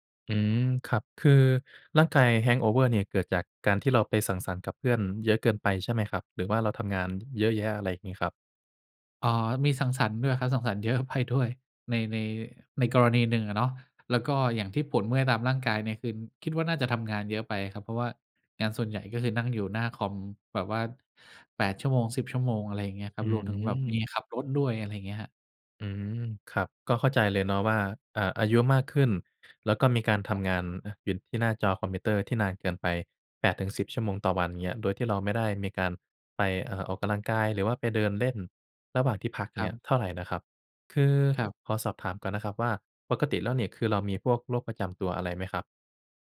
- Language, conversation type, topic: Thai, advice, เมื่อสุขภาพแย่ลง ฉันควรปรับกิจวัตรประจำวันและกำหนดขีดจำกัดของร่างกายอย่างไร?
- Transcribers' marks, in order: in English: "hang over"; laughing while speaking: "เยอะไปด้วย"; unintelligible speech